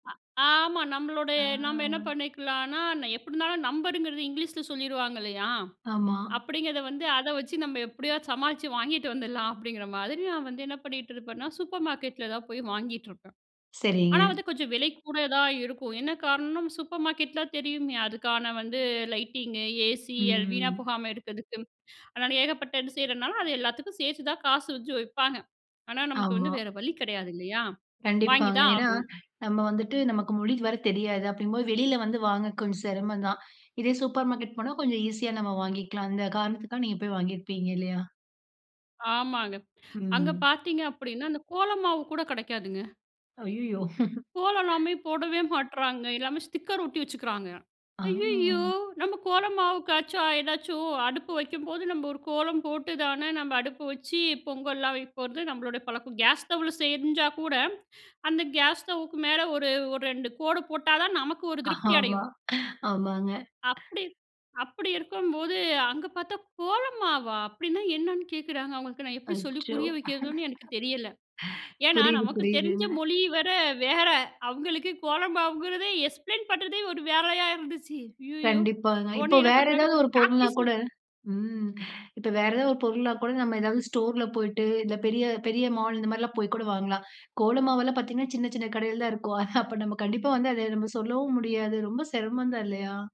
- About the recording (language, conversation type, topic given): Tamil, podcast, இடம் மாறிய பிறகு கலாசாரத்தை எப்படிக் காப்பாற்றினீர்கள்?
- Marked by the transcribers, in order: drawn out: "அ"; snort; drawn out: "ஆ"; other noise; chuckle